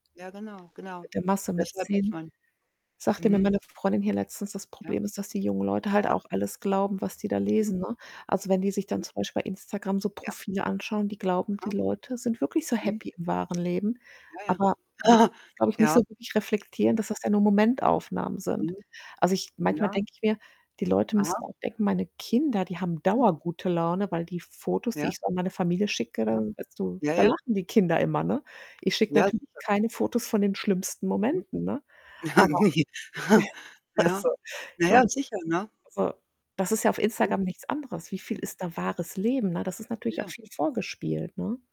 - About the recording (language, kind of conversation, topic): German, unstructured, Glaubst du, dass soziale Medien unserer Gesellschaft mehr schaden als nutzen?
- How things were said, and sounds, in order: static; distorted speech; unintelligible speech; other background noise; laugh; unintelligible speech; unintelligible speech; laugh; chuckle; laughing while speaking: "also"; unintelligible speech